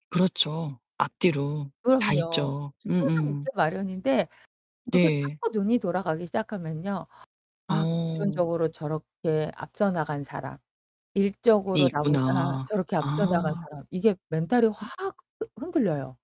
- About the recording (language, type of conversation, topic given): Korean, podcast, 남과 비교할 때 스스로를 어떻게 다독이시나요?
- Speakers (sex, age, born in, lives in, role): female, 45-49, South Korea, France, guest; female, 50-54, South Korea, United States, host
- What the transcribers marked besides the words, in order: other background noise; distorted speech